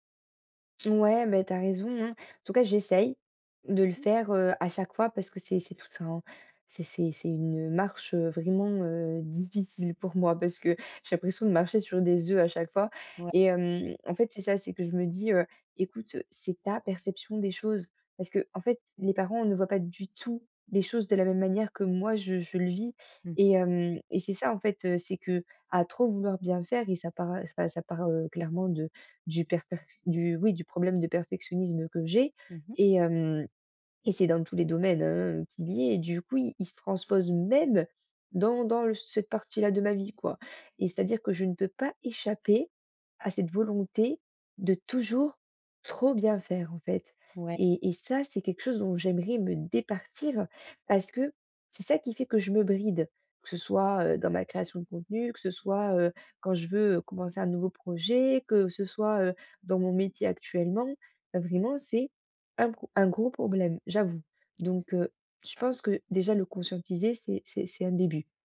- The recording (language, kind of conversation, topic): French, advice, Comment puis-je être moi-même chaque jour sans avoir peur ?
- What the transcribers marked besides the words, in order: stressed: "même"